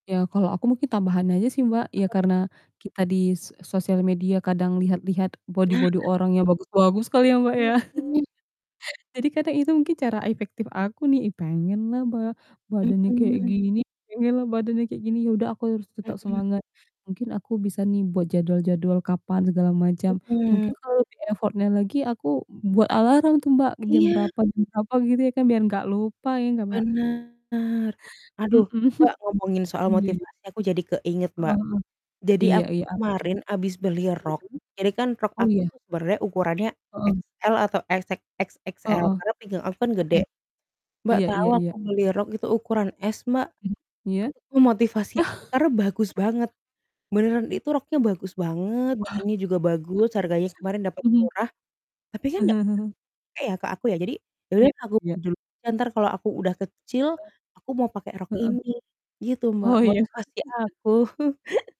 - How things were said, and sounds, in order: distorted speech; chuckle; static; in English: "effort-nya"; chuckle; laugh; laughing while speaking: "Wah"; laugh; chuckle; unintelligible speech; chuckle
- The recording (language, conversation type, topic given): Indonesian, unstructured, Apa yang biasanya membuat orang sulit konsisten berolahraga?